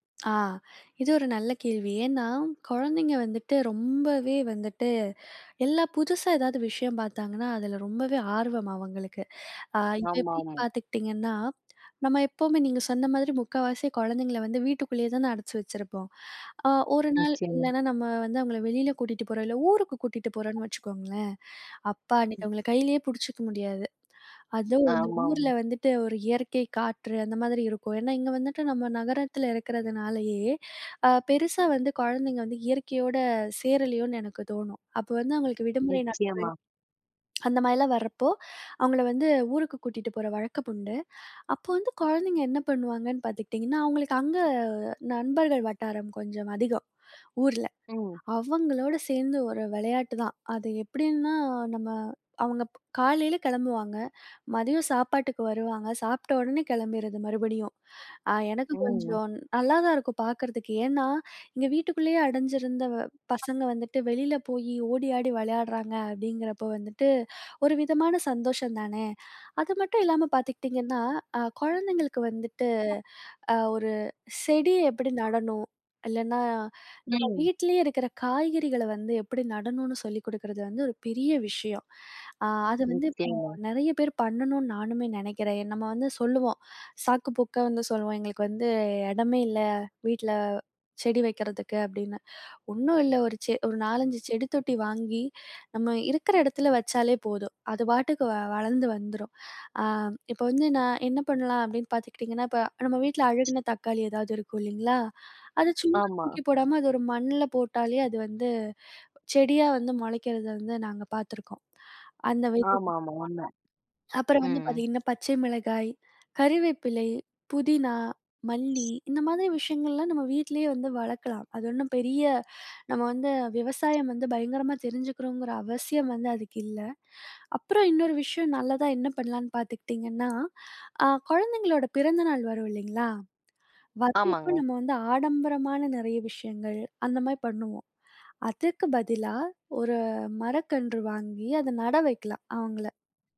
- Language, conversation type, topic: Tamil, podcast, பிள்ளைகளை இயற்கையுடன் இணைக்க நீங்கள் என்ன பரிந்துரைகள் கூறுவீர்கள்?
- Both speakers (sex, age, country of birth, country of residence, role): female, 20-24, India, India, guest; female, 20-24, India, India, host
- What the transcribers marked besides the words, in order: other noise; tapping; unintelligible speech